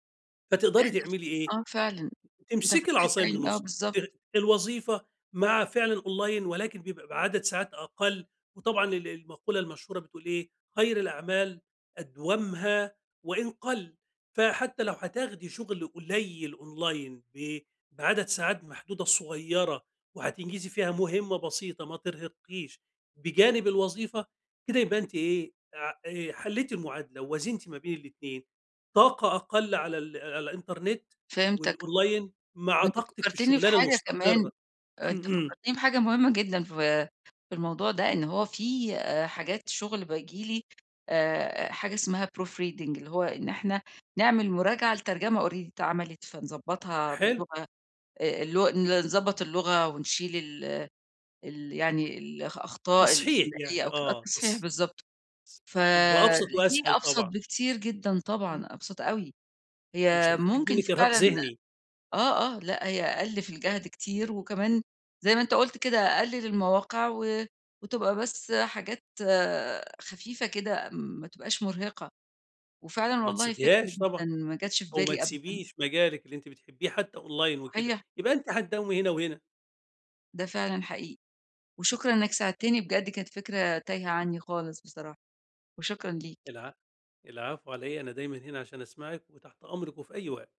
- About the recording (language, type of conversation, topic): Arabic, advice, إزاي أوازن بين إني أكمّل في شغل مستقر وبين إني أجرّب فرص شغل جديدة؟
- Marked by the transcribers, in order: unintelligible speech; in English: "أونلاين"; in English: "أونلاين"; in English: "والأونلاين"; throat clearing; in English: "proof reading"; in English: "already"; in English: "أونلاين"